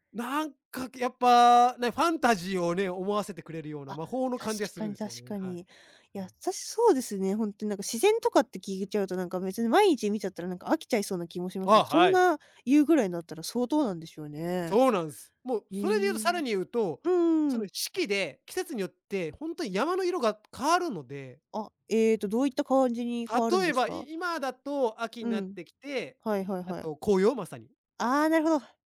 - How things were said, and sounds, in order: none
- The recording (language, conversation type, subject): Japanese, podcast, あなたの身近な自然の魅力は何ですか？